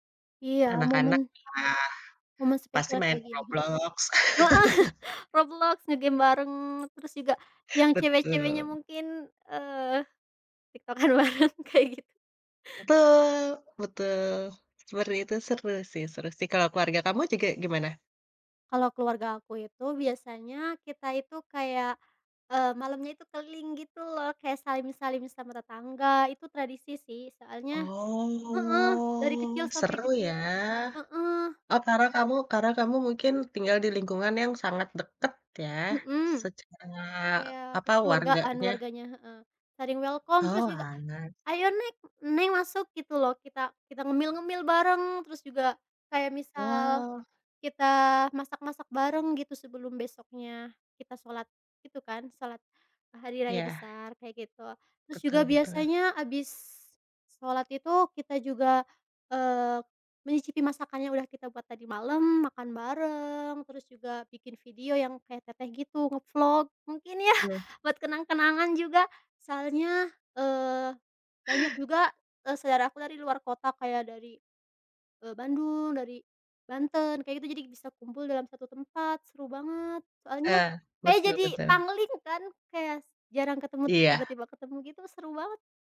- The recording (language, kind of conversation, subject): Indonesian, unstructured, Bagaimana perayaan hari besar memengaruhi hubungan keluarga?
- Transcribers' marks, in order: laughing while speaking: "Heeh"; other background noise; chuckle; laughing while speaking: "TikTok-an bareng kayak gitu"; drawn out: "Oh"; in English: "welcome"; laughing while speaking: "ya"